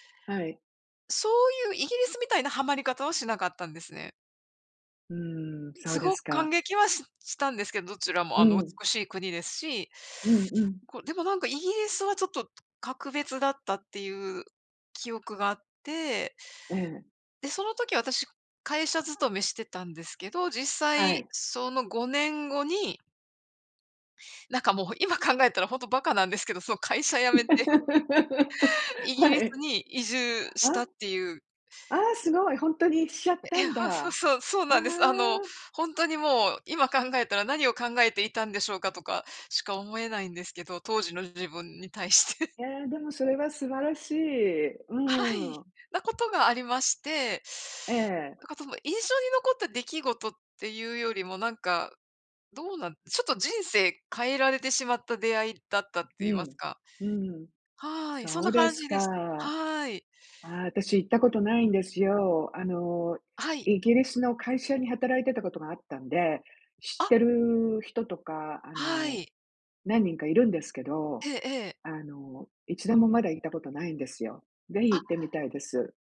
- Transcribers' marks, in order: laugh; chuckle; laughing while speaking: "対して"; laughing while speaking: "はい"; tapping; other background noise
- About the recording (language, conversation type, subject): Japanese, unstructured, あなたにとって特別な思い出がある旅行先はどこですか？